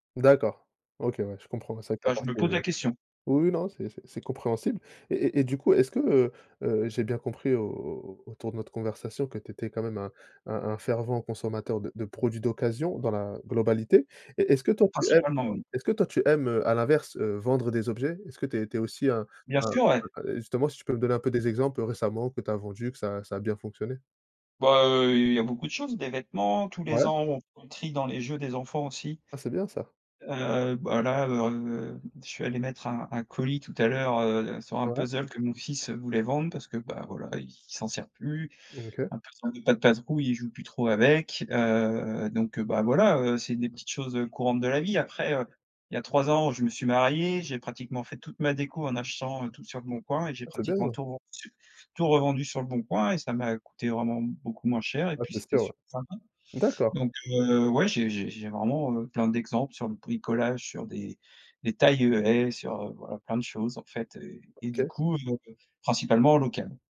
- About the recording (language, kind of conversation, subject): French, podcast, Préfères-tu acheter neuf ou d’occasion, et pourquoi ?
- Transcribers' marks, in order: other background noise